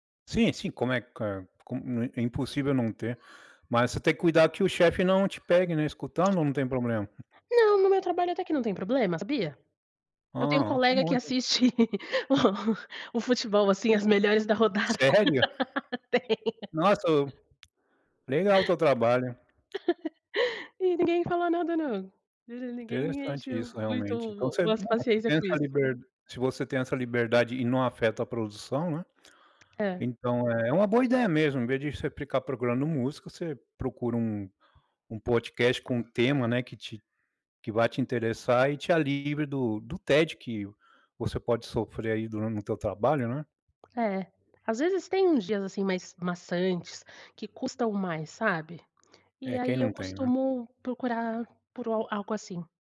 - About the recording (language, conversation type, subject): Portuguese, podcast, Como as músicas mudam o seu humor ao longo do dia?
- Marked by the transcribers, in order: tapping; laughing while speaking: "o futebol assim, as melhores da rodada, tem"; surprised: "Sério?"; laugh